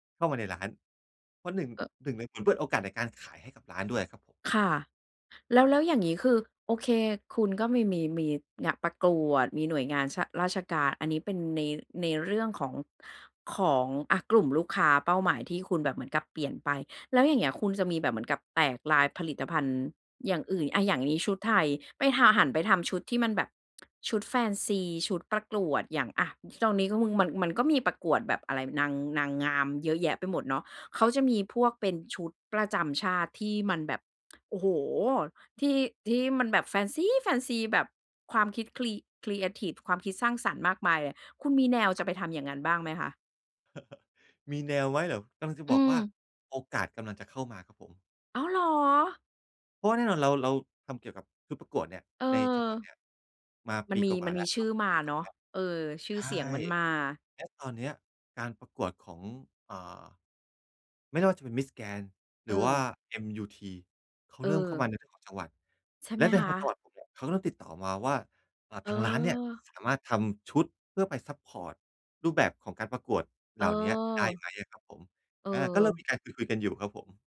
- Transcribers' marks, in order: other noise; tsk; tsk; stressed: "ซี้"; chuckle; surprised: "อ๋อเหรอ ?"; tapping
- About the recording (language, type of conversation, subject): Thai, podcast, คุณวางแผนอาชีพระยะยาวอย่างไรโดยไม่เครียด?